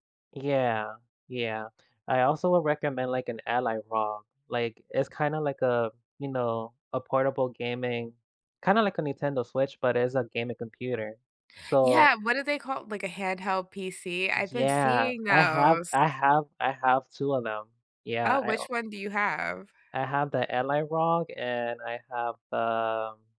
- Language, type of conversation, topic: English, unstructured, What’s a hobby that always boosts your mood?
- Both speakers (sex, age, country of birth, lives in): female, 30-34, United States, United States; male, 30-34, United States, United States
- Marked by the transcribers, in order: none